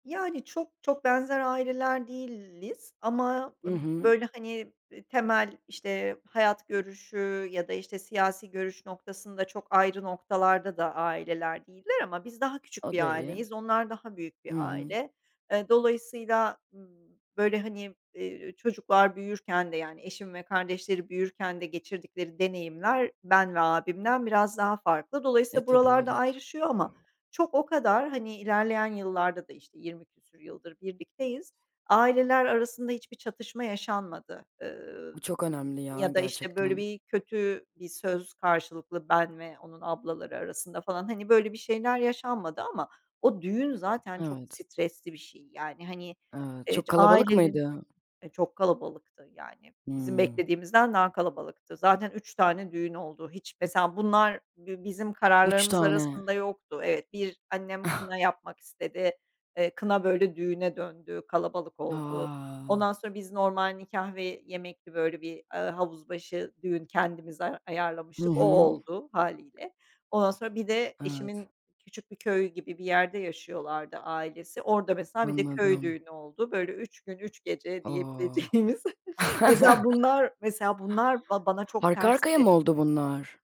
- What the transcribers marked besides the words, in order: "değiliz" said as "değilliz"; other background noise; tapping; unintelligible speech; chuckle; drawn out: "A!"; drawn out: "O!"; laughing while speaking: "diyebileceğimiz"; laugh; chuckle
- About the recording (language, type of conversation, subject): Turkish, podcast, Evlilik kararını nasıl verdiniz, süreci anlatır mısınız?